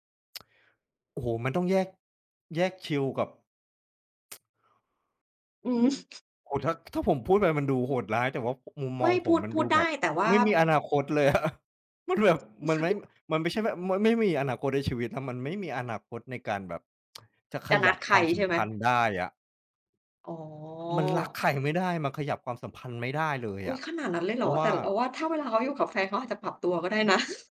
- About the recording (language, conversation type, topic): Thai, unstructured, คุณเคยรู้สึกโมโหไหมเวลามีคนไม่เคารพเวลาของคุณ?
- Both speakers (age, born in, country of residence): 30-34, Thailand, Thailand; 35-39, Thailand, Thailand
- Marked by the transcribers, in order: tsk; tsk; chuckle; other background noise; laughing while speaking: "อะ"; tapping; tsk; chuckle